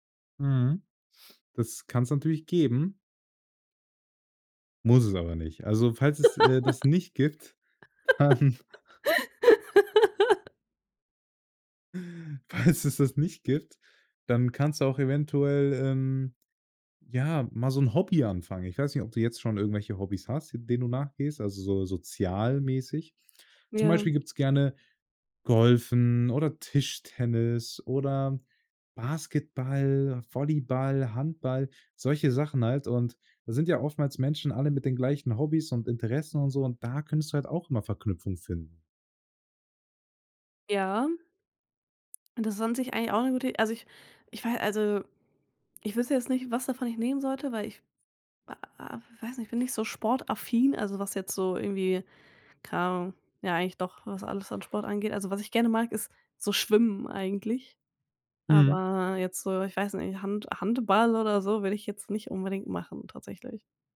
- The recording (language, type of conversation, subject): German, advice, Wie kann ich Small Talk überwinden und ein echtes Gespräch beginnen?
- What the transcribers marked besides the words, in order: laugh; laughing while speaking: "dann"; laughing while speaking: "Falls es das"